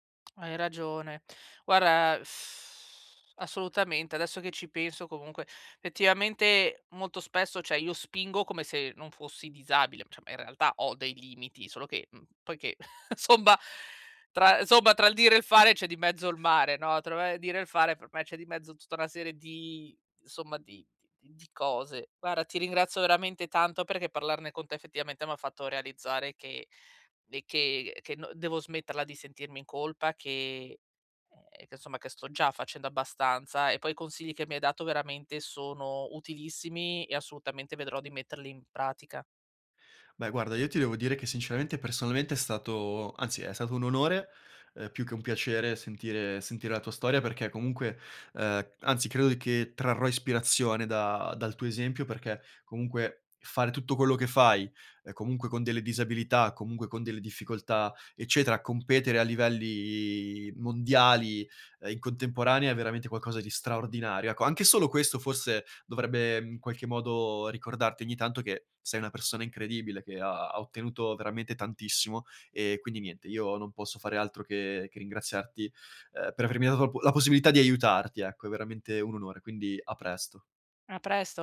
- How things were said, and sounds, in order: lip smack; lip trill; "cioè" said as "ceh"; "cioè" said as "ceh"; chuckle; laughing while speaking: "insomma"; "insomma" said as "nsomma"
- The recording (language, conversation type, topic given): Italian, advice, Come posso bilanciare la mia ambizione con il benessere quotidiano senza esaurirmi?